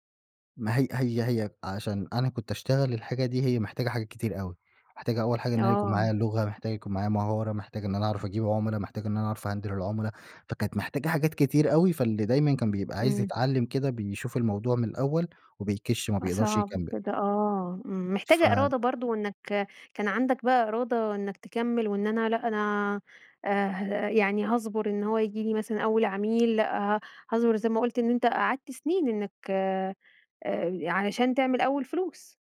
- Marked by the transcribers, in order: tapping
- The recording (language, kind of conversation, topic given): Arabic, podcast, احكيلي عن أول نجاح مهم خلّاك/خلّاكي تحس/تحسّي بالفخر؟